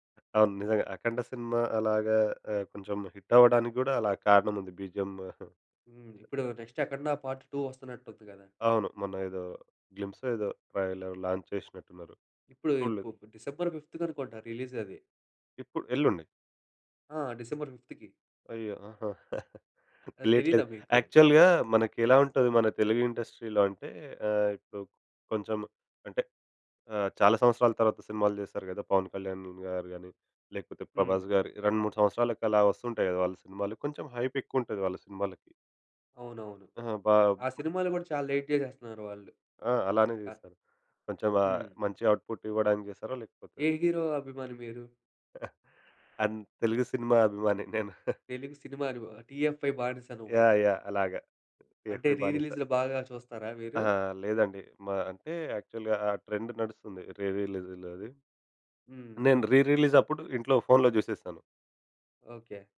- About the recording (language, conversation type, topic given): Telugu, podcast, సినిమాకు ఏ రకమైన ముగింపు ఉంటే బాగుంటుందని మీకు అనిపిస్తుంది?
- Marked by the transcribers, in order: other background noise; in English: "బీజీఎం"; chuckle; in English: "నెక్స్ట్"; in English: "పార్ట్ 2"; in English: "గ్లింప్స్"; in English: "ట్రైలర్ లాంచ్"; in English: "ఫిఫ్త్"; in English: "ఫిఫ్త్‌కి"; chuckle; in English: "యాక్చువల్‌గా"; tapping; in English: "ఇండస్ట్రీలో"; in English: "లేట్"; in English: "ఔట్‌పుట్"; chuckle; chuckle; in English: "టిఎఫ్ఐ"; in English: "టిఎఫ్ఐ"; in English: "యాక్చువల్‌గా"; in English: "ట్రెండ్"